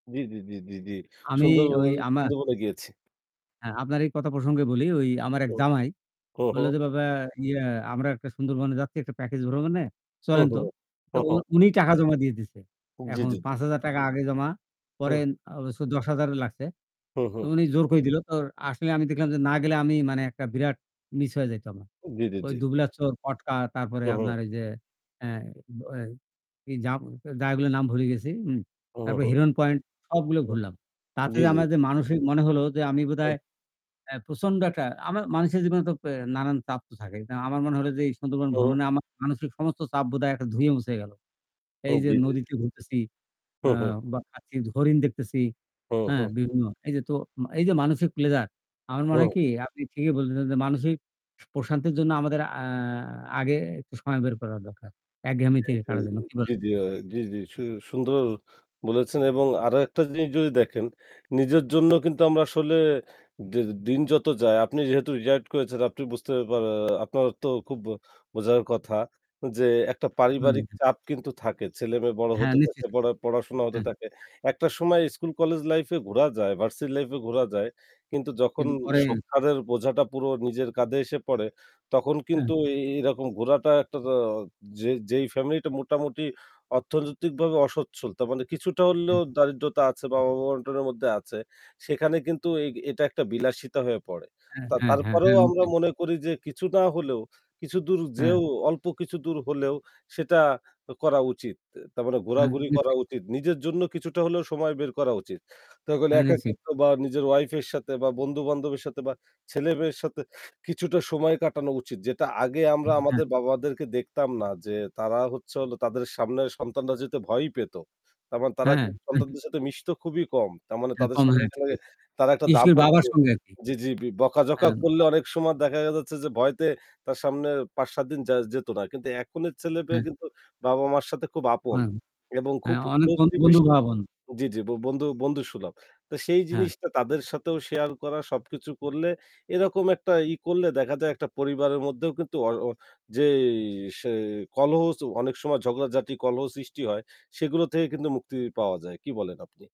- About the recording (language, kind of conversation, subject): Bengali, unstructured, আপনি কেন মনে করেন যে নিজের জন্য সময় বের করা জরুরি?
- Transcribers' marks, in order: static; tapping; distorted speech; other background noise; unintelligible speech; unintelligible speech